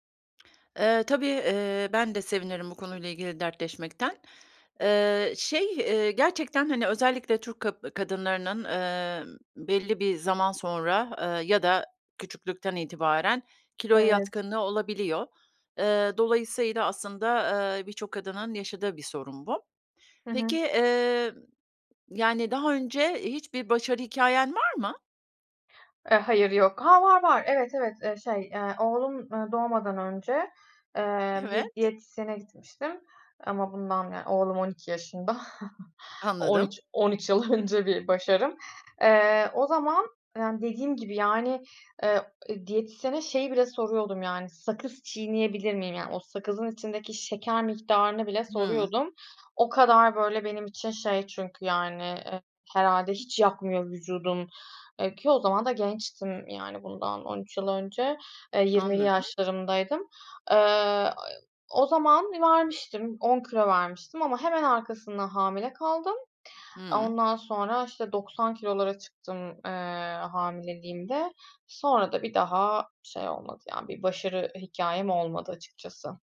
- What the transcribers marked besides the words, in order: lip smack; chuckle; laughing while speaking: "on üç yıl önce"; other background noise; other noise
- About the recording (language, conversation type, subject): Turkish, advice, Kilo verme çabalarımda neden uzun süredir ilerleme göremiyorum?